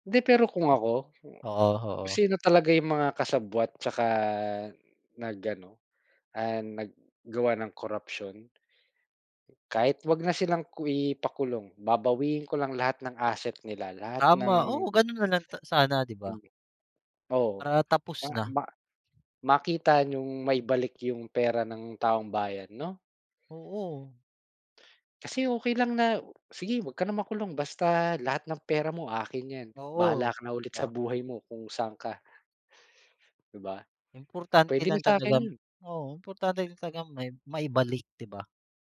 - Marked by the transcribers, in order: other background noise
- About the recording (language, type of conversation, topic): Filipino, unstructured, Ano ang opinyon mo tungkol sa isyu ng korapsyon sa mga ahensya ng pamahalaan?